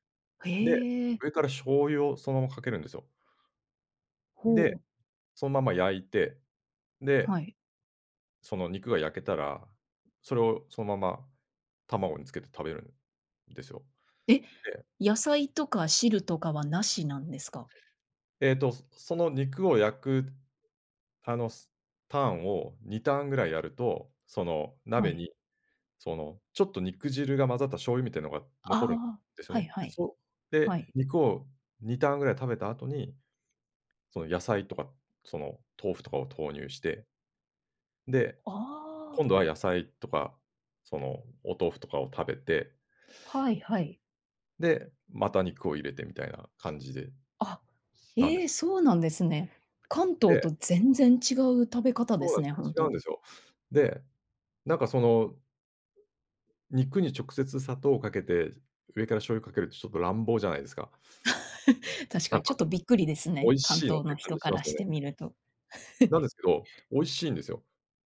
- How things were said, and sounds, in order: tapping; other background noise; laugh; laugh
- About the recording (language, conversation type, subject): Japanese, podcast, 子どもの頃の食卓で一番好きだった料理は何ですか？